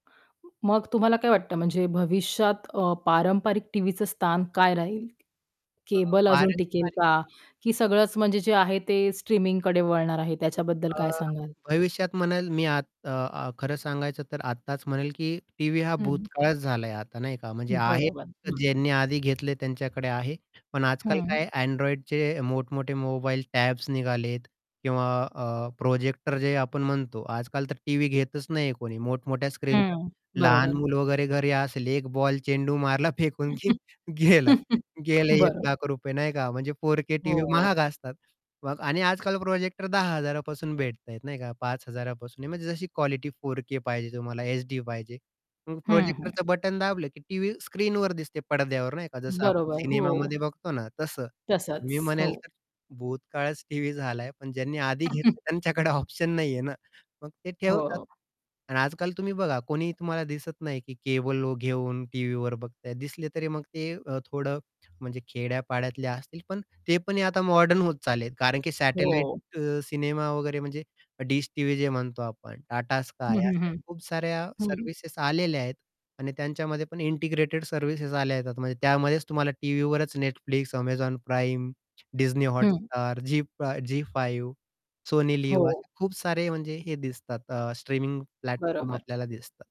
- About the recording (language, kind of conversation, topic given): Marathi, podcast, स्ट्रीमिंग सेवांमुळे टीव्ही पाहण्याची पद्धत कशी बदलली आहे असे तुम्हाला वाटते का?
- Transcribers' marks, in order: other noise; tapping; distorted speech; static; laughing while speaking: "गेलं"; chuckle; other background noise; chuckle; laughing while speaking: "ऑप्शन नाही आहे ना"; in English: "इंटिग्रेटेड सर्व्हिसेस"; in English: "प्लॅटफॉर्म"